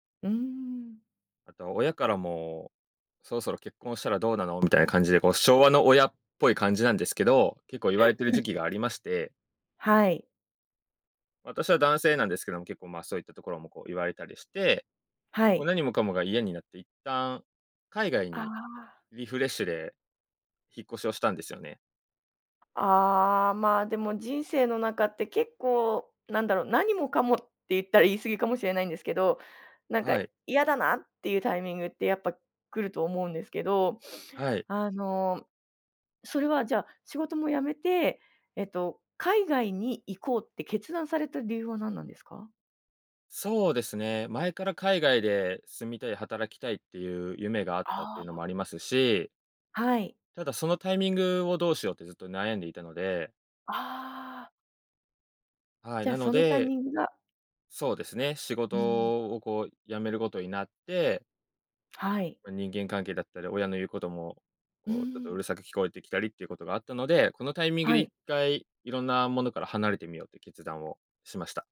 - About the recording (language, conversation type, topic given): Japanese, podcast, 親と距離を置いたほうがいいと感じたとき、どうしますか？
- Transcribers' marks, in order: laugh; sniff